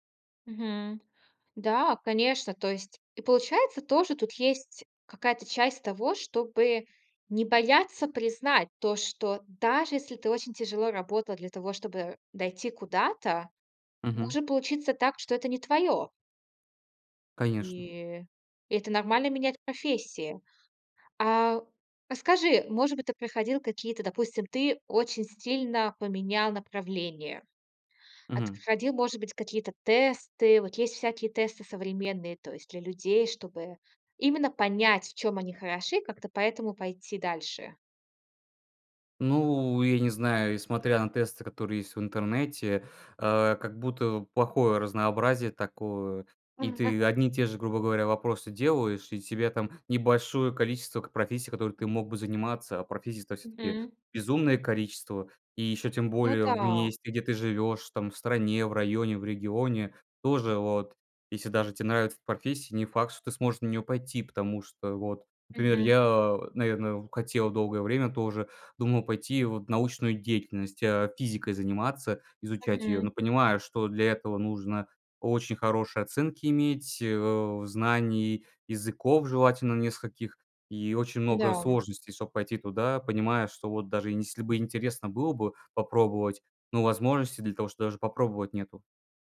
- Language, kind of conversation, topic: Russian, podcast, Как выбрать работу, если не знаешь, чем заняться?
- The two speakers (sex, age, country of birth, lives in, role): female, 25-29, Russia, United States, host; male, 20-24, Russia, Estonia, guest
- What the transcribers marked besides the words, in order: tapping